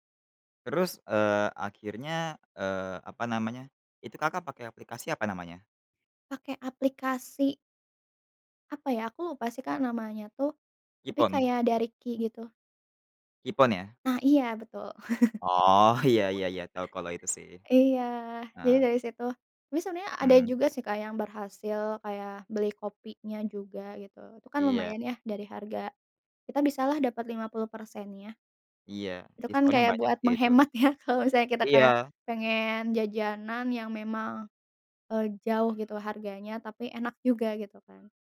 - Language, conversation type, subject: Indonesian, podcast, Apa yang menurutmu membuat makanan jalanan selalu menggoda?
- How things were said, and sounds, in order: chuckle; other background noise; laughing while speaking: "ya"